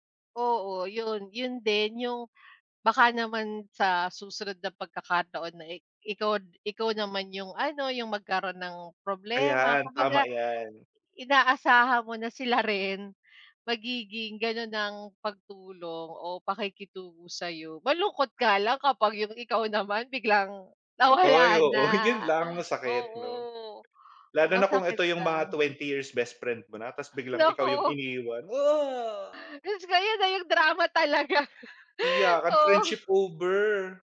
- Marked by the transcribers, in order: laughing while speaking: "Naku jusko ko, ayon nga yung drama talaga, oo"; put-on voice: "ah"
- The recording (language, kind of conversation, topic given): Filipino, unstructured, Ano ang pinakamahalaga para sa iyo sa isang pagkakaibigan?